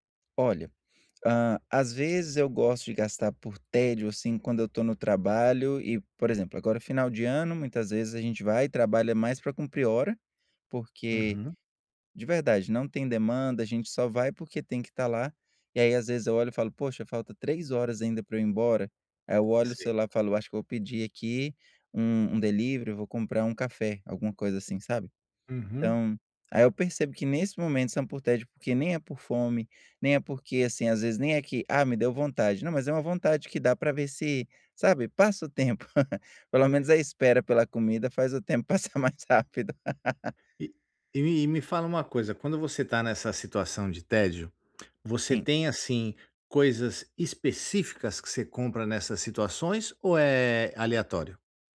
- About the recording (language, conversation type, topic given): Portuguese, advice, Como posso parar de gastar dinheiro quando estou entediado ou procurando conforto?
- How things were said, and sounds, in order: chuckle; other background noise; laughing while speaking: "tempo passar mais rápido"; laugh